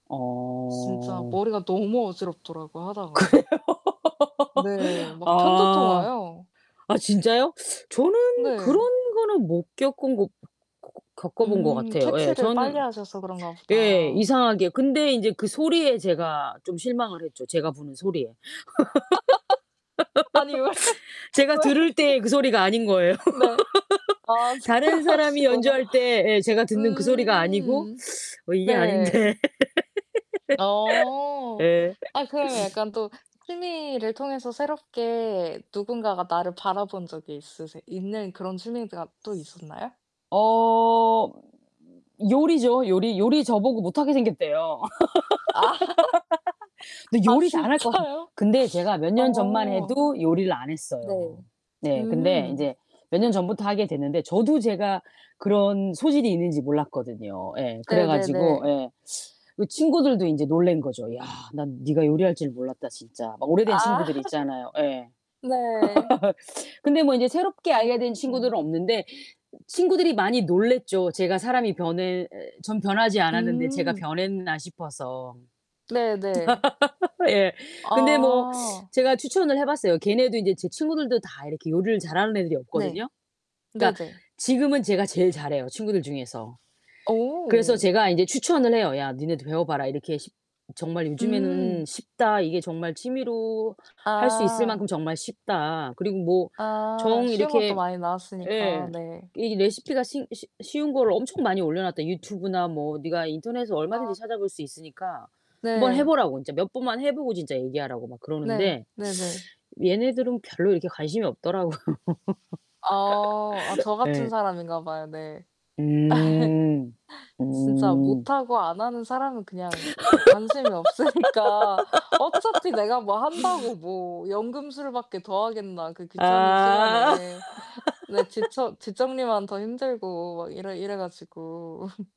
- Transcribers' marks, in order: static; tapping; other background noise; laughing while speaking: "그래요?"; laugh; laugh; laughing while speaking: "왜, 왜?"; laugh; laughing while speaking: "거예요"; laugh; laughing while speaking: "그러시구나"; distorted speech; teeth sucking; laughing while speaking: "아닌데.'"; laugh; laugh; laugh; laughing while speaking: "아 진짜요?"; laugh; laugh; laughing while speaking: "없더라고요"; laugh; laugh; laughing while speaking: "없으니까"; laugh; laugh
- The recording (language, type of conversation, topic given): Korean, unstructured, 취미를 배우면서 가장 놀랐던 점은 무엇인가요?